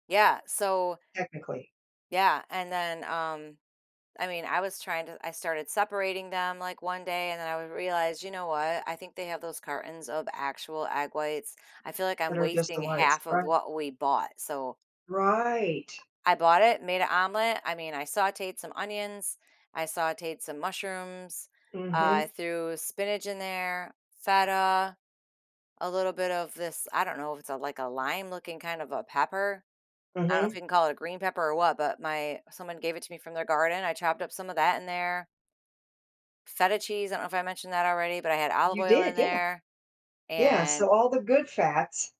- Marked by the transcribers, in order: drawn out: "Right"; other background noise
- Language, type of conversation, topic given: English, advice, How can I set healthy boundaries without feeling guilty or overwhelmed?